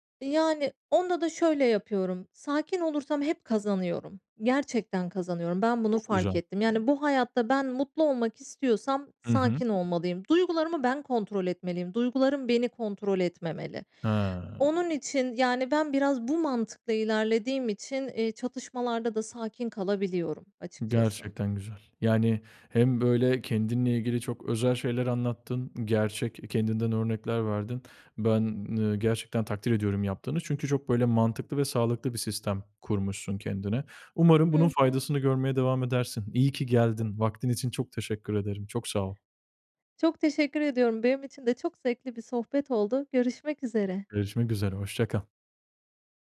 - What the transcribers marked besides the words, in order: other background noise
- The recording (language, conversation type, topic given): Turkish, podcast, Çatışma sırasında sakin kalmak için hangi taktikleri kullanıyorsun?